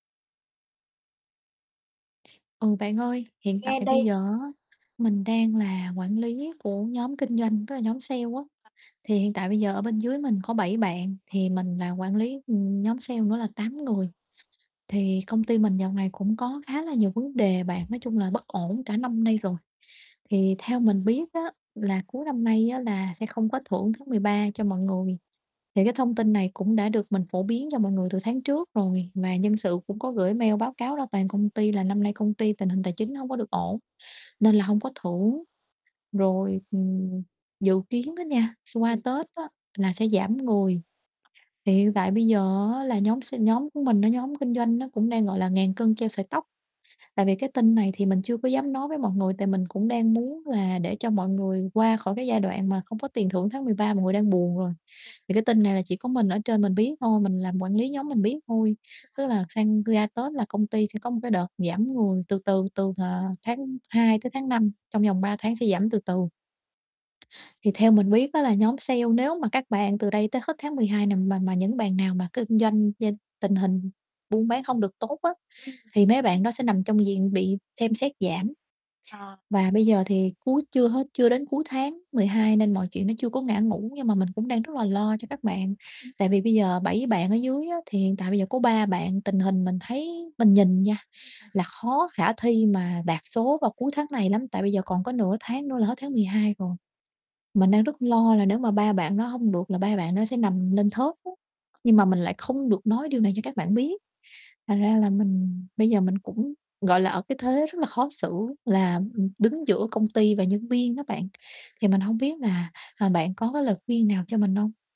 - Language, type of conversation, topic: Vietnamese, advice, Làm thế nào tôi có thể lãnh đạo nhóm và ra quyết định hiệu quả trong thời kỳ bất ổn?
- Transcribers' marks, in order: distorted speech; other background noise; tapping; unintelligible speech